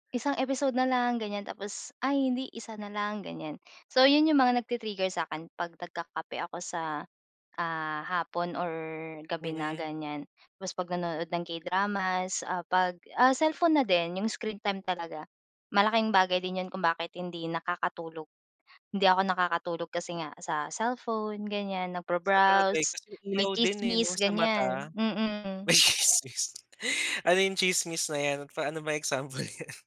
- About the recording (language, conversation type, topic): Filipino, podcast, Ano ang papel ng tulog sa pamamahala mo ng stress?
- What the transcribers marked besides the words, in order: laughing while speaking: "tsismis"; laughing while speaking: "niyan?"